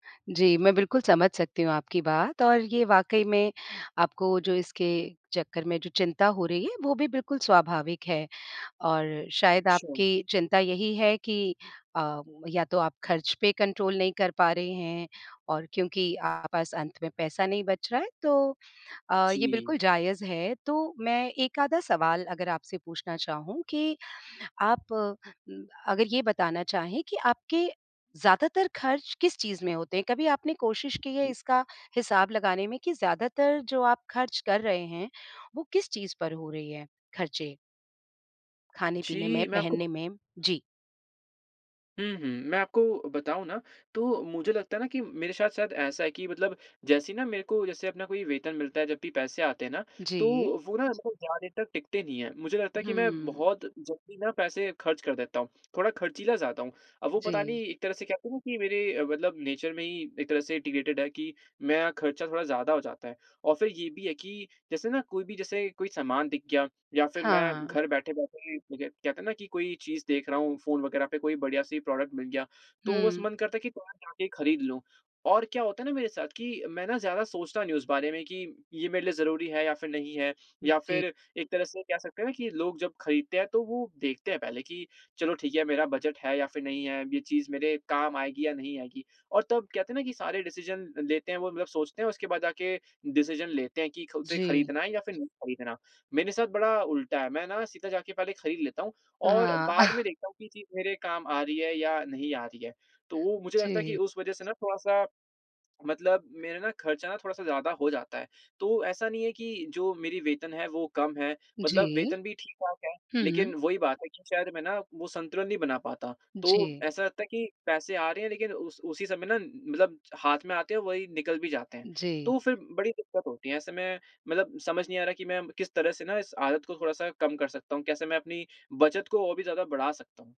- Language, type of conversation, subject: Hindi, advice, महीने के अंत में बचत न बच पाना
- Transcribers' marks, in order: in English: "कंट्रोल"; "आपके पास" said as "आपास"; in English: "नेचर"; in English: "इन्टिग्रेटिड"; in English: "प्रॉडक्ट"; in English: "डिसीज़न"; in English: "डिसीज़न"; chuckle